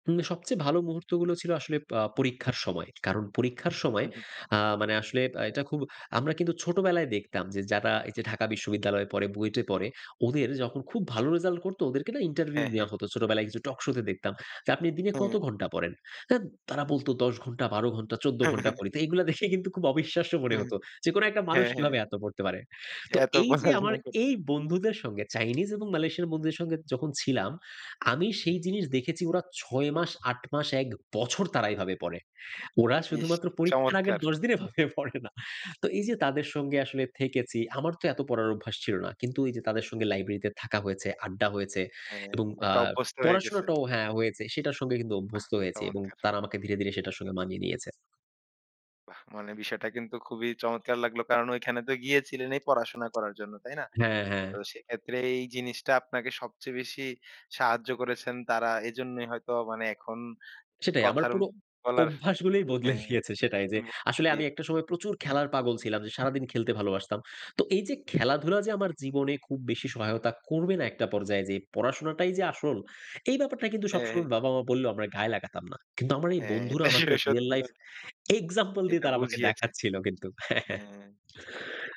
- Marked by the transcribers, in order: laughing while speaking: "হ্যাঁ, হ্যাঁ"; laughing while speaking: "দেখে"; chuckle; laughing while speaking: "এত পড়াশোনা কর"; tapping; stressed: "বছর"; laughing while speaking: "এভাবে পড়ে না"; horn; laughing while speaking: "গিয়েছে"; laughing while speaking: "স সত্যি কথা"; in English: "real life example"; laughing while speaking: "হ্যাঁ, হ্যাঁ"
- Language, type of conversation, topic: Bengali, podcast, ভাষা না জানলেও কীভাবে স্থানীয়দের সঙ্গে বন্ধুত্ব তৈরি হয়েছিল?